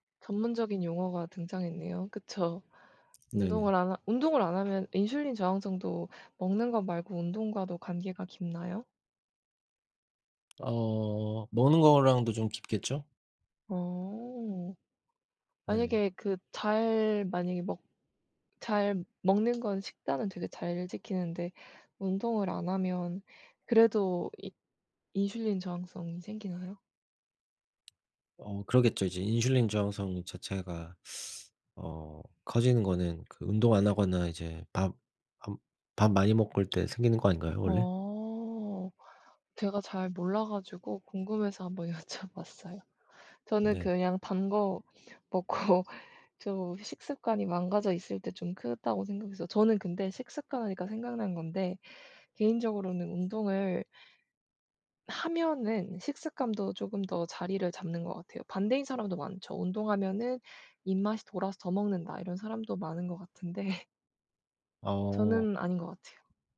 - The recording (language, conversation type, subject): Korean, unstructured, 운동을 시작하지 않으면 어떤 질병에 걸릴 위험이 높아질까요?
- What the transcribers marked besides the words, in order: tapping; other background noise; laughing while speaking: "여쭤 봤어요"; laughing while speaking: "먹고"; laugh